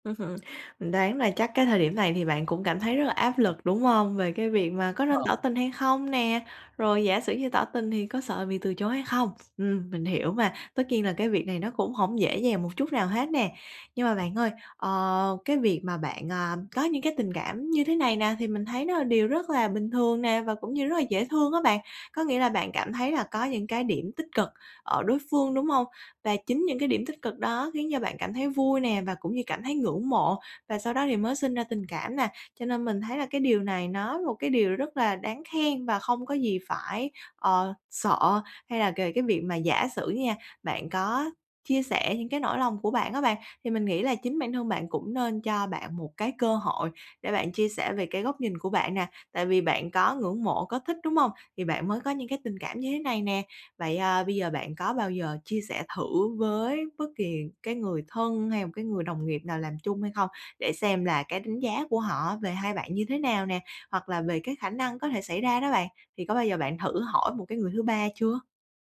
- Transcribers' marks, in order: none
- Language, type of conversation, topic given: Vietnamese, advice, Bạn đã từng bị từ chối trong tình cảm hoặc công việc đến mức cảm thấy tổn thương như thế nào?